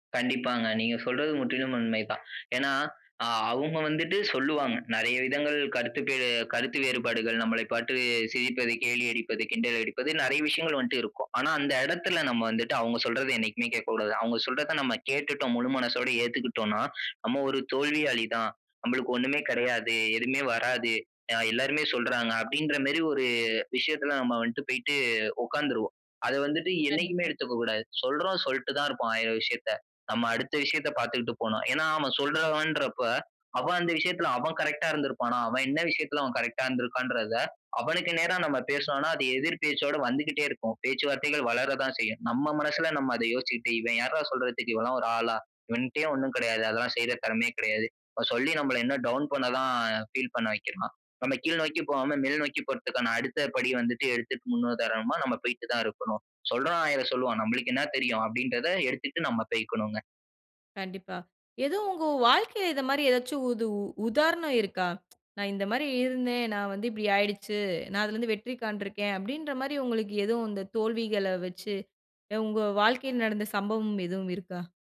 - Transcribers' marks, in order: "வந்துட்டு" said as "வன்ட்டு"; in English: "ஃபீல்"; other background noise
- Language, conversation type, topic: Tamil, podcast, சிறிய தோல்விகள் உன்னை எப்படி மாற்றின?